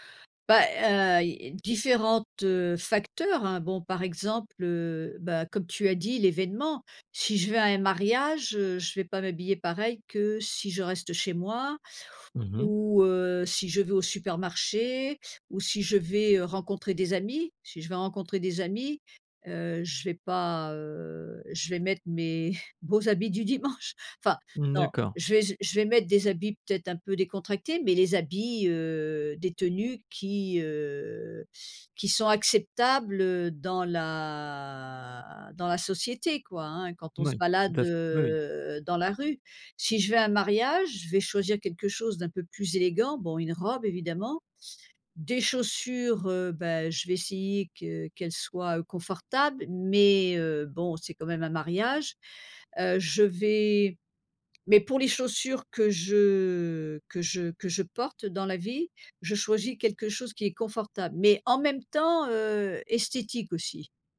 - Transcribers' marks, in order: chuckle; drawn out: "la"; drawn out: "je"
- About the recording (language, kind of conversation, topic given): French, podcast, Tu t’habilles plutôt pour toi ou pour les autres ?